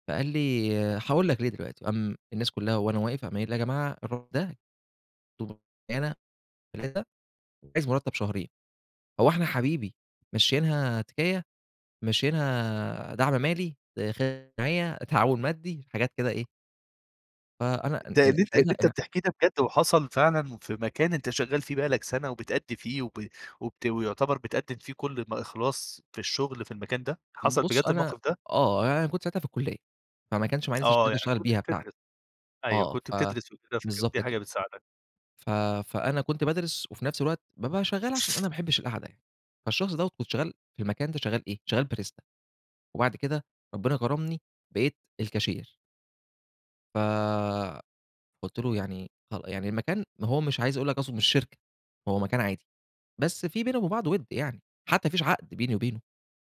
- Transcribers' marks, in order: unintelligible speech; tapping; unintelligible speech; other noise; in English: "Barista"; in English: "الكاشير"
- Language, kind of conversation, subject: Arabic, podcast, إزاي بتطلب الدعم من الناس وقت ما بتكون محتاج؟